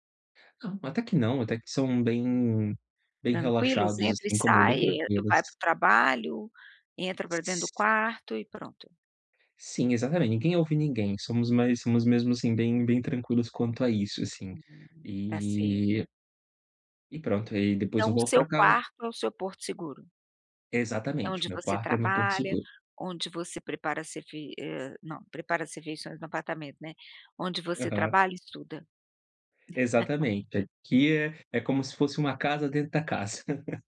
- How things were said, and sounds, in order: laugh; chuckle
- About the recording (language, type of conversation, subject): Portuguese, advice, Como posso relaxar em casa, me acalmar e aproveitar meu tempo livre?